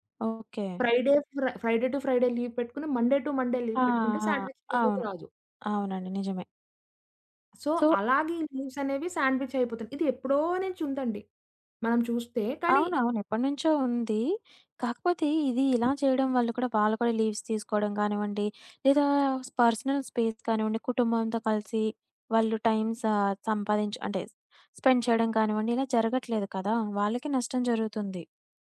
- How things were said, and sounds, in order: other background noise; in English: "ఫ్రైడే, ఫ్రై ఫ్రైడే టు ఫ్రైడే లీవ్"; in English: "మండే టు మండే లీవ్"; in English: "సాండ్‌విచ్ లీవ్‌లోకి"; in English: "సో"; in English: "సో"; tapping; in English: "లీవ్స్"; in English: "సాండ్‌విచ్"; in English: "లీవ్స్"; in English: "పర్సనల్ స్పేస్"; in English: "స్పెండ్"
- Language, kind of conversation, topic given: Telugu, podcast, ఆఫీస్ సమయం ముగిసాక కూడా పని కొనసాగకుండా మీరు ఎలా చూసుకుంటారు?